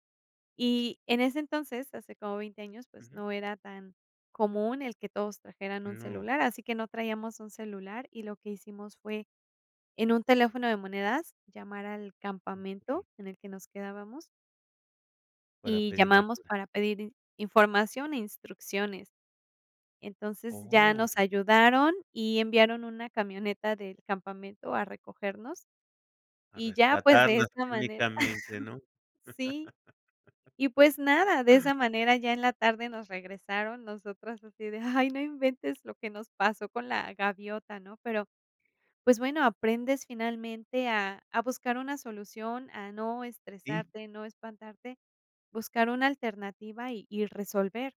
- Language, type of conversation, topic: Spanish, podcast, ¿Qué viaje te cambió la manera de ver la vida?
- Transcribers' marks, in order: drawn out: "Oh"; chuckle; chuckle